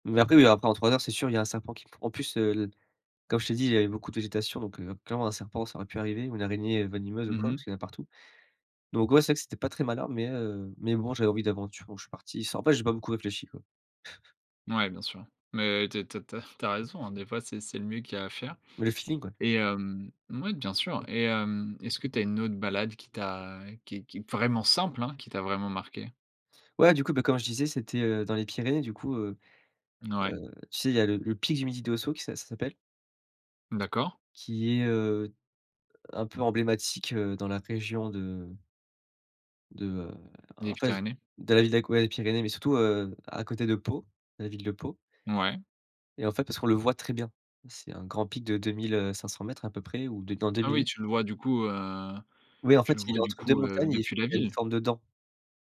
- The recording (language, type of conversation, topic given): French, podcast, Peux-tu me parler d’un moment simple en pleine nature qui t’a marqué ?
- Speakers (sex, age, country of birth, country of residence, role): male, 20-24, France, France, guest; male, 20-24, France, France, host
- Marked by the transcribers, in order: chuckle